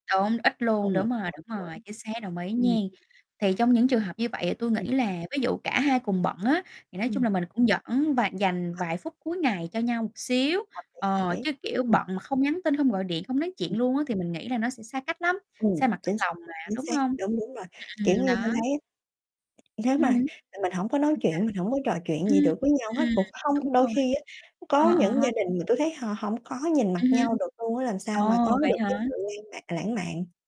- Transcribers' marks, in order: distorted speech; unintelligible speech; tapping; other background noise
- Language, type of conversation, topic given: Vietnamese, unstructured, Làm thế nào để giữ được sự lãng mạn trong các mối quan hệ lâu dài?